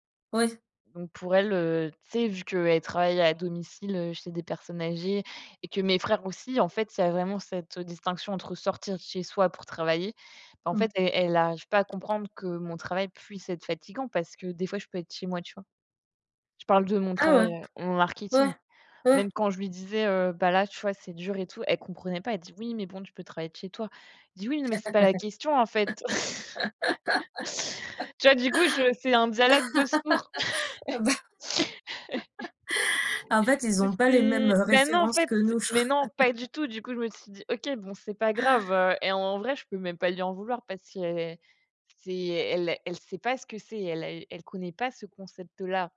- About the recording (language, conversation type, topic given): French, unstructured, Qu’est-ce qui te motive le plus au travail ?
- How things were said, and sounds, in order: tapping; laugh; laughing while speaking: "Ah bah !"; chuckle; chuckle; other background noise; laughing while speaking: "je crois"; gasp; unintelligible speech